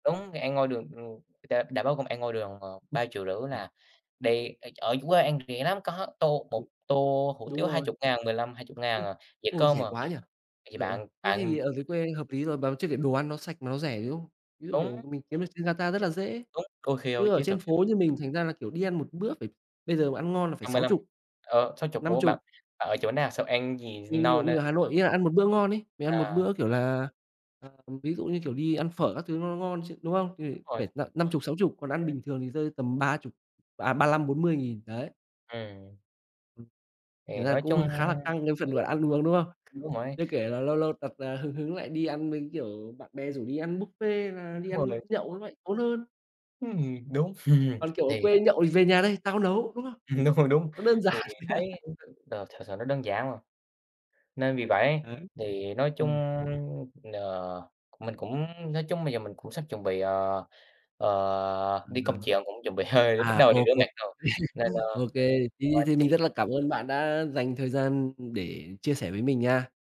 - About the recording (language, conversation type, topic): Vietnamese, unstructured, Điều gì khiến bạn cảm thấy tự hào nhất về bản thân mình?
- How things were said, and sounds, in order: tapping; unintelligible speech; other background noise; unintelligible speech; unintelligible speech; unintelligible speech; unintelligible speech; chuckle; laughing while speaking: "Ừm, đúng rồi, đúng"; laugh; unintelligible speech; unintelligible speech; laugh